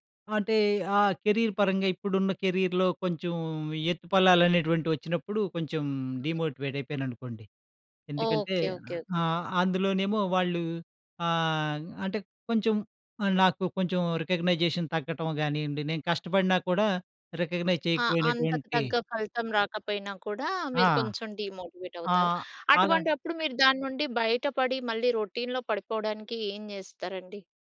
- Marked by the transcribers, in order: in English: "కెరీర్"; in English: "కెరియర్‌లో"; in English: "డీమోటివేట్"; in English: "రికగ్నైజేషన్"; in English: "రికగ్నైజ్"; in English: "రొటీన్‌లో"
- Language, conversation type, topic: Telugu, podcast, మోటివేషన్ తగ్గినప్పుడు మీరు ఏమి చేస్తారు?